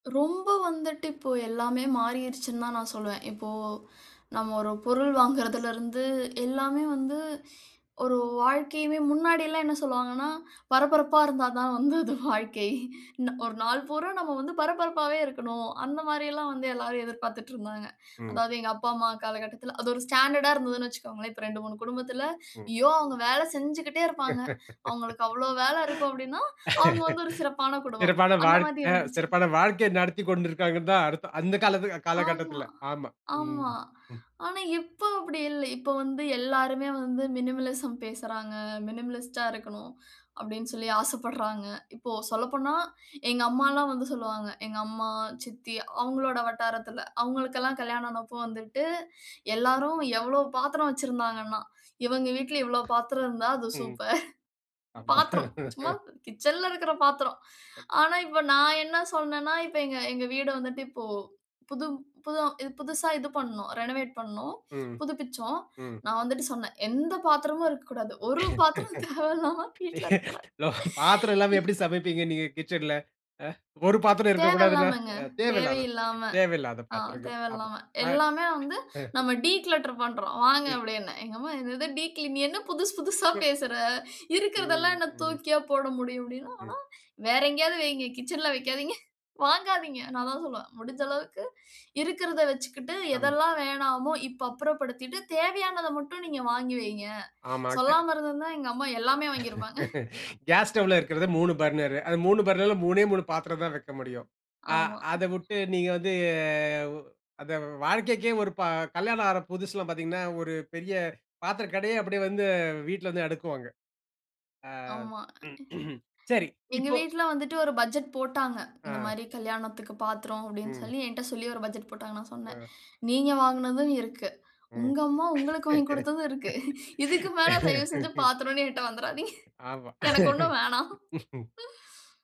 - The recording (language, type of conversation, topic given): Tamil, podcast, நமது தினசரி பழக்கங்களில் எளிமையை எப்படிக் கொண்டு வரலாம்?
- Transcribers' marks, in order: laughing while speaking: "பொருள் வாங்குறதுலருந்து"; other background noise; in English: "ஸ்டாண்டர்டா"; laugh; in English: "மினிமலிசம்"; in English: "மினிமலிஸ்ட்டா"; laughing while speaking: "ஆசைப்படுறாங்க"; other noise; laughing while speaking: "சூப்பர்"; laughing while speaking: "ஆமா"; in English: "ரெனவேட்"; laugh; laughing while speaking: "பாத்திரம் தேவையில்லாம வீட்ல இருக்கக்கூடாது"; laughing while speaking: "நம்ம டீக்ளேட்டர் பண்ணுறோம் வாங்க. அப்படீன்னேன் … நான் அதான் சொல்லுவேன்"; in English: "டீக்ளேட்டர்"; unintelligible speech; in English: "டீக்ளீன்"; unintelligible speech; drawn out: "அப்படீன்னா"; laughing while speaking: "வாங்கியிருப்பாங்க"; laugh; drawn out: "வந்து"; throat clearing; laughing while speaking: "வாங்கி குடுத்ததும் இருக்கு. இதுக்கு மேல … எனக்கு ஒண்ணும் வேணாம்"; laugh; laugh